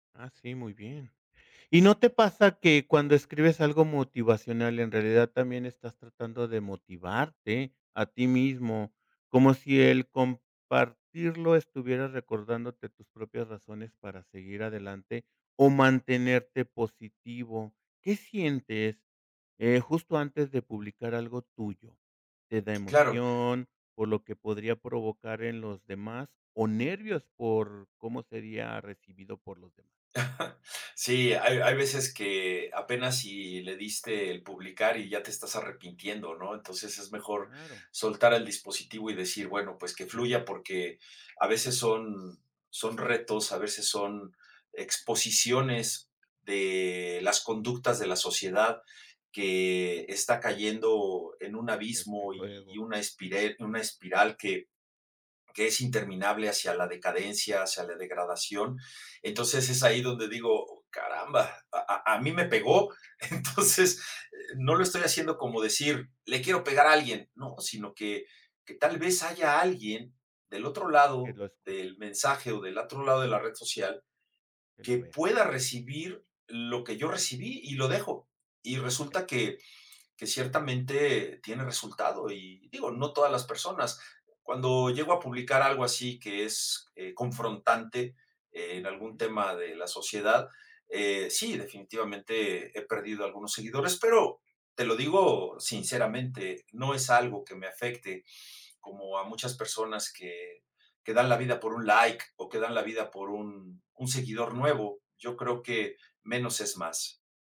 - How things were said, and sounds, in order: chuckle; unintelligible speech; laughing while speaking: "Entonces"
- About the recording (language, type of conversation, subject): Spanish, podcast, ¿Qué te motiva a compartir tus creaciones públicamente?